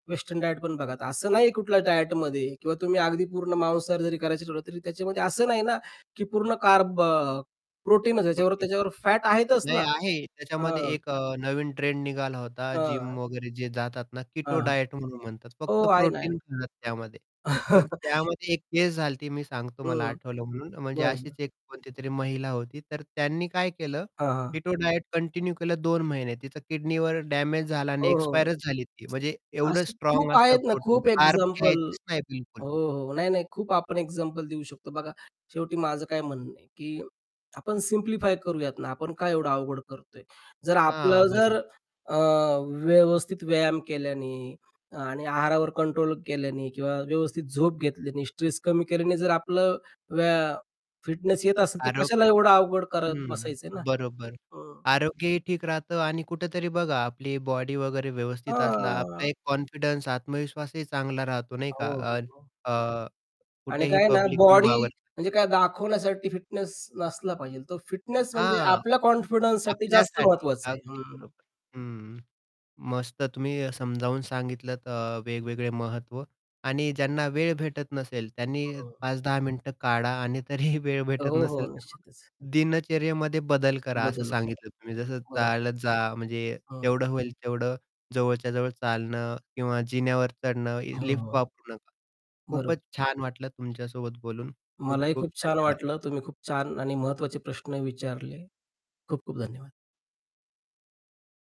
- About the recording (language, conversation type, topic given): Marathi, podcast, फिटनेससाठी वेळ नसेल तर कमी वेळेत काय कराल?
- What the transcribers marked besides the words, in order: distorted speech; unintelligible speech; other background noise; in English: "जिम"; chuckle; in English: "कॉन्फिडन्स"; static; in English: "कॉन्फिडन्ससाठी"; laughing while speaking: "तरीही"